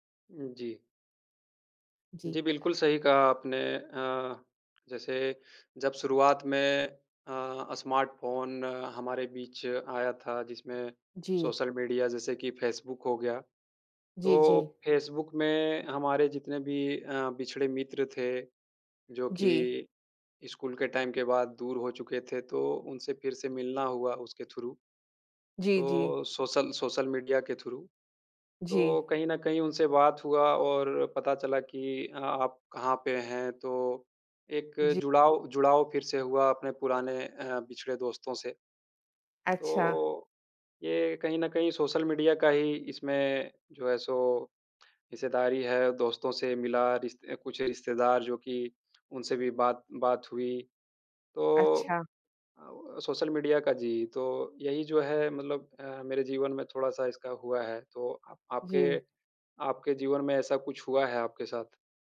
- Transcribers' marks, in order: in English: "टाइम"; in English: "थ्रू"; in English: "थ्रू"
- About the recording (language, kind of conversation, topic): Hindi, unstructured, आपके जीवन में सोशल मीडिया ने क्या बदलाव लाए हैं?